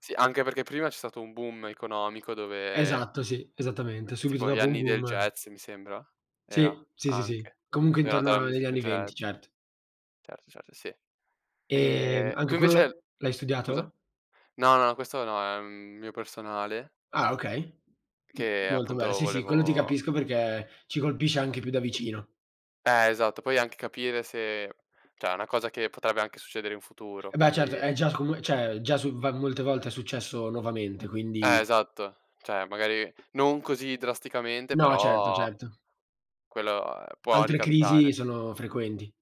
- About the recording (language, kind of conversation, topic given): Italian, unstructured, Qual è un evento storico che ti ha sempre incuriosito?
- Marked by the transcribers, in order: other background noise; tapping; "cioè" said as "ceh"